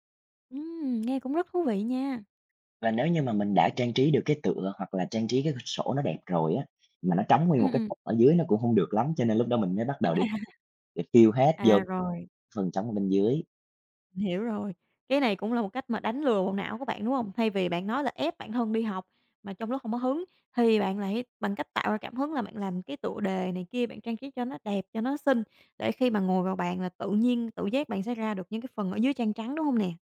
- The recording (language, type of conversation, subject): Vietnamese, podcast, Làm sao bạn duy trì kỷ luật khi không có cảm hứng?
- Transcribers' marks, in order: other background noise; unintelligible speech; unintelligible speech